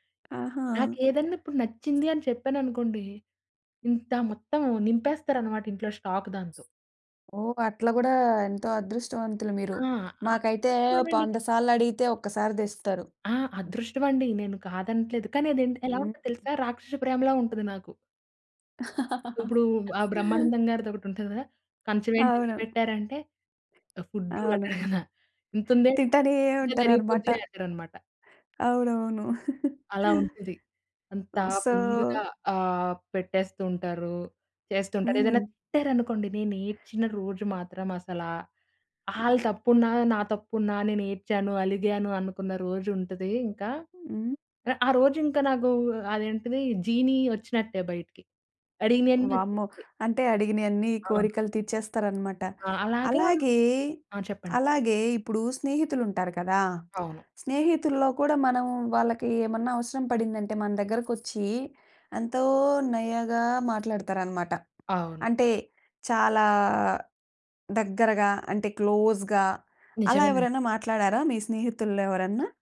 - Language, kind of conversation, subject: Telugu, podcast, పనుల ద్వారా చూపించే ప్రేమను మీరు గుర్తిస్తారా?
- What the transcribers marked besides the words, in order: tapping; in English: "స్టాక్"; "వంద" said as "పోంద"; giggle; other noise; chuckle; chuckle; in English: "ఫుల్‌గా"; in English: "సో"; other background noise; in English: "క్లోజ్‌గా"